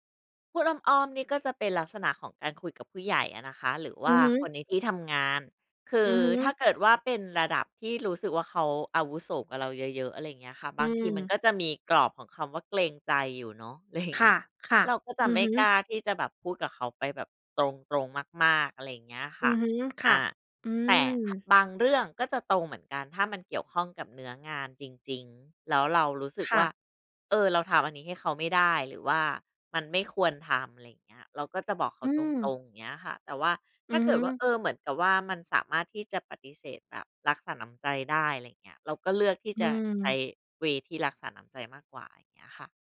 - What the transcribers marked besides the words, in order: other background noise; laughing while speaking: "ไรเงี้ย"; in English: "เวย์"
- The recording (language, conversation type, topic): Thai, podcast, เวลาถูกให้ข้อสังเกต คุณชอบให้คนพูดตรงๆ หรือพูดอ้อมๆ มากกว่ากัน?